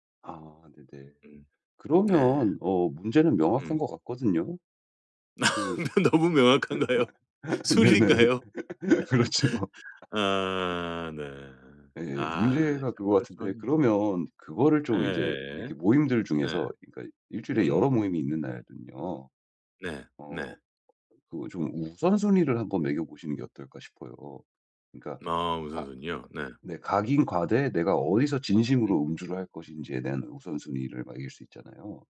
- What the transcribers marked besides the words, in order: laughing while speaking: "너 너무 명확한가요? 술인가요?"; laugh; laughing while speaking: "네네. 그렇죠"; laugh; other background noise; "가되" said as "과되"
- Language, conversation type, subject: Korean, advice, 약속이 많은 시즌에 지치지 않고 즐기는 방법은 무엇인가요?